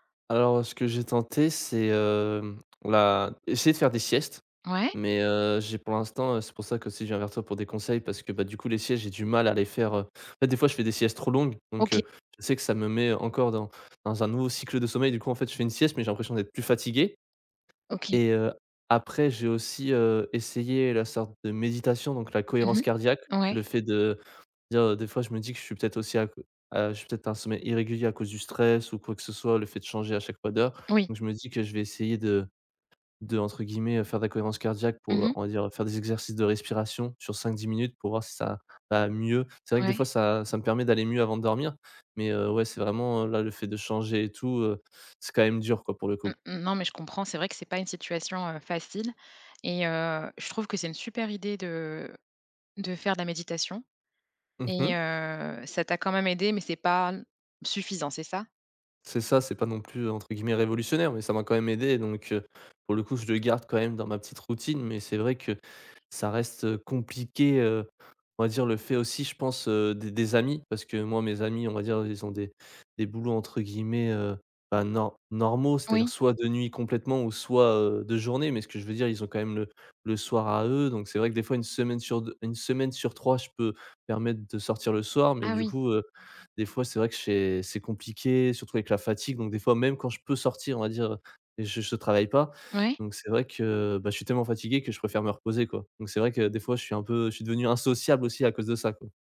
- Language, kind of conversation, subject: French, advice, Comment gérer des horaires de sommeil irréguliers à cause du travail ou d’obligations ?
- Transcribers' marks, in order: other background noise; "c'est" said as "ché"; "asocial" said as "insociable"